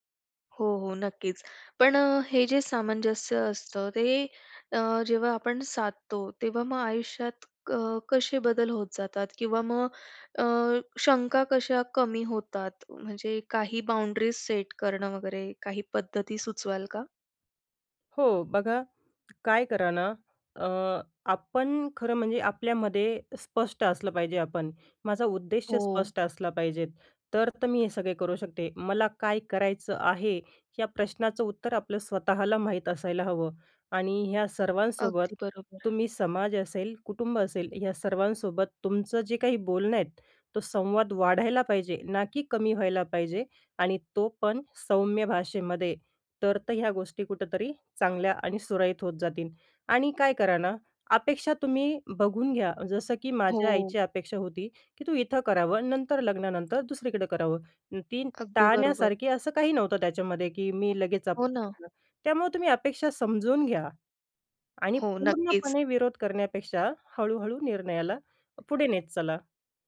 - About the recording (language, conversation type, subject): Marathi, podcast, बाह्य अपेक्षा आणि स्वतःच्या कल्पनांमध्ये सामंजस्य कसे साधावे?
- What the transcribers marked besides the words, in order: tapping; in English: "बाउंडरीज सेट"; other background noise; unintelligible speech; door